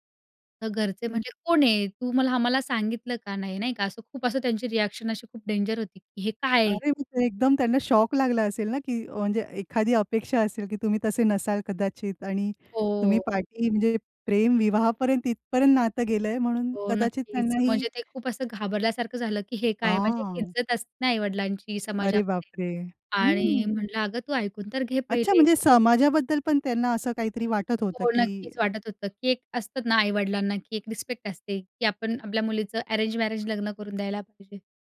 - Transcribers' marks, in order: in English: "रिएक्शन"; drawn out: "आह!"; other noise
- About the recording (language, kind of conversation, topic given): Marathi, podcast, लग्नाबद्दल कुटुंबाच्या अपेक्षा तुला कशा वाटतात?